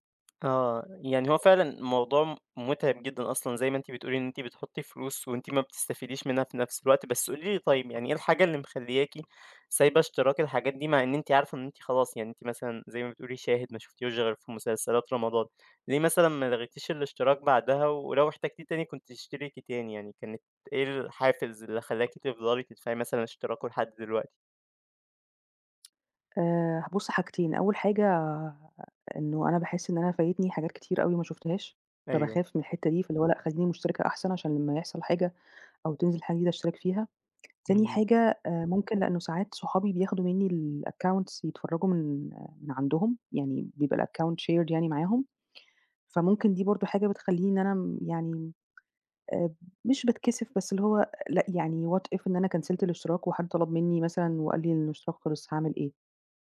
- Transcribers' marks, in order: in English: "الaccounts"; in English: "الaccount shared"; tapping; in English: "what if"; in English: "كانسلت"
- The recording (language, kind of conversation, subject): Arabic, advice, إزاي أسيطر على الاشتراكات الشهرية الصغيرة اللي بتتراكم وبتسحب من ميزانيتي؟